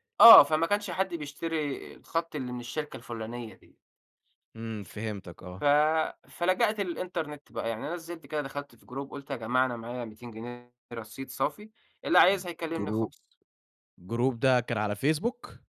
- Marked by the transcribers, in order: other background noise; in English: "group"; in English: "group"
- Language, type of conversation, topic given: Arabic, podcast, إزاي تعرف إن الشخص اللي على النت يستاهل ثقتك؟